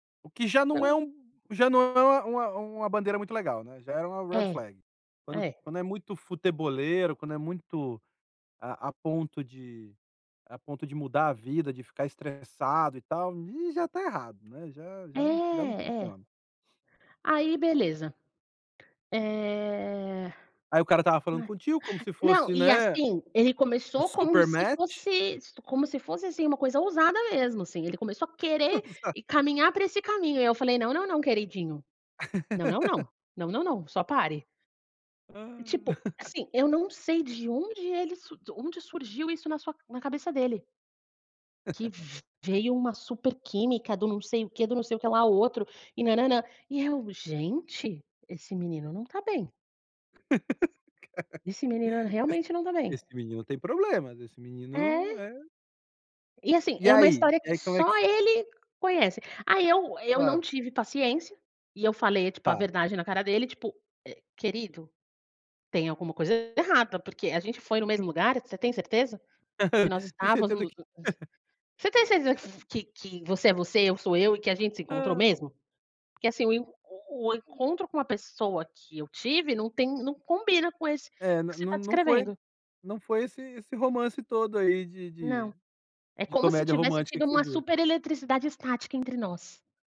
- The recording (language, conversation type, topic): Portuguese, podcast, Qual encontro com um morador local te marcou e por quê?
- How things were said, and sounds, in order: in English: "red flag"; tapping; other background noise; drawn out: "Eh"; unintelligible speech; in English: "match"; laughing while speaking: "Exato"; laugh; chuckle; chuckle; laugh; chuckle; laugh